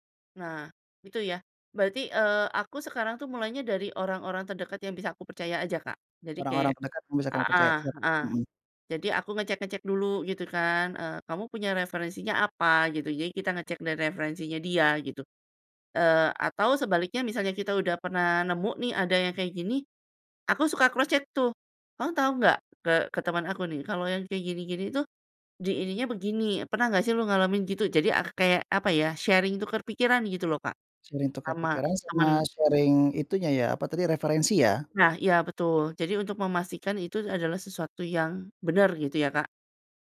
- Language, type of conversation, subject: Indonesian, podcast, Kapan kamu memutuskan untuk berhenti mencari informasi dan mulai praktik?
- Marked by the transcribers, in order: in English: "cross check"; in English: "sharing"; in English: "Sharing"; in English: "sharing"